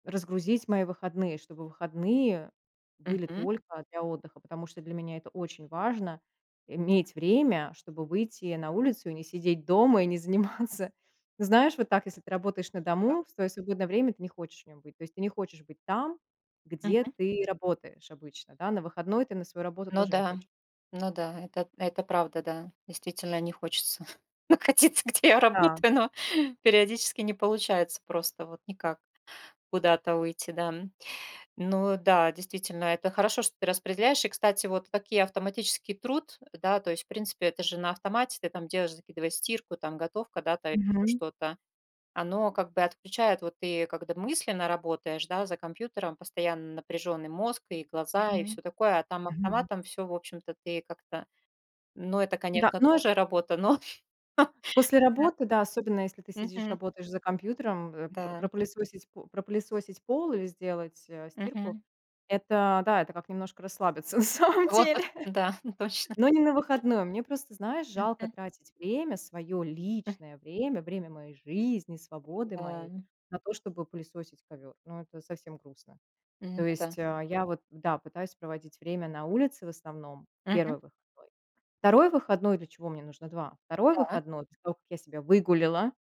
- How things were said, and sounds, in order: laughing while speaking: "заниматься"; other background noise; laughing while speaking: "находиться, где я работаю, но"; chuckle; laughing while speaking: "но"; chuckle; tapping; laughing while speaking: "на самом деле"; chuckle
- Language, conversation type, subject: Russian, podcast, Как ты обычно проводишь выходной, чтобы отдохнуть и перезагрузиться?